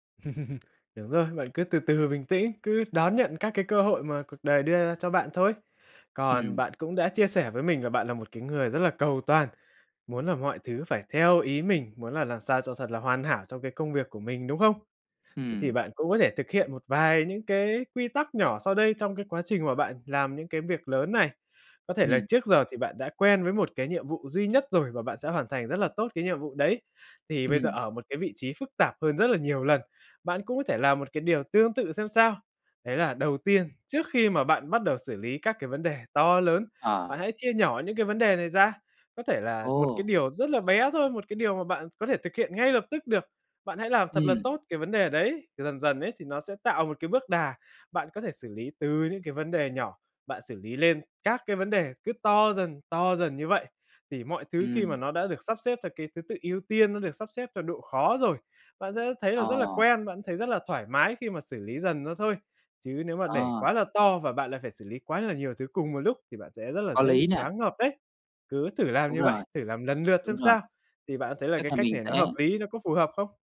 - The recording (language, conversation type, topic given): Vietnamese, advice, Làm sao để vượt qua nỗi e ngại thử điều mới vì sợ mình không giỏi?
- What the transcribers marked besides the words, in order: laugh; tapping; other background noise